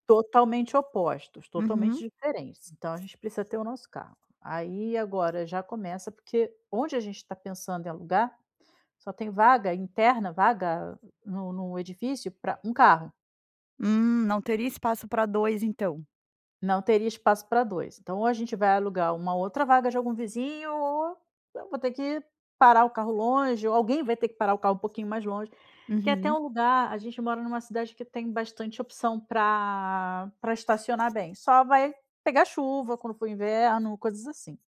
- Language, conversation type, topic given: Portuguese, advice, Como foi a conversa com seu parceiro sobre prioridades de gastos diferentes?
- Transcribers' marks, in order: other background noise